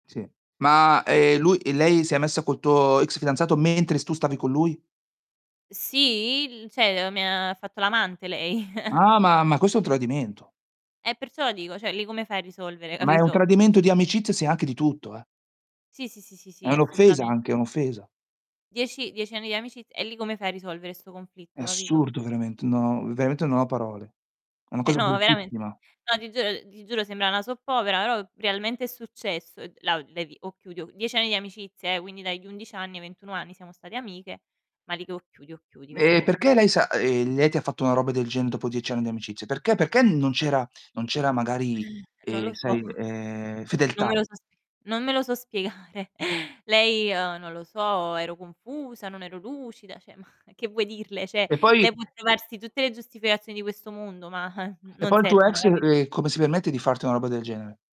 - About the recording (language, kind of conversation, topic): Italian, unstructured, Come si può risolvere un conflitto tra amici?
- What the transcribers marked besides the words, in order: "cioè" said as "ceh"; chuckle; "cioè" said as "ceh"; laughing while speaking: "capito?"; distorted speech; "però" said as "erò"; other background noise; laughing while speaking: "so"; tapping; laughing while speaking: "spiegare"; "Cioè" said as "ceh"; laughing while speaking: "ma"; "Cioè" said as "ceh"; scoff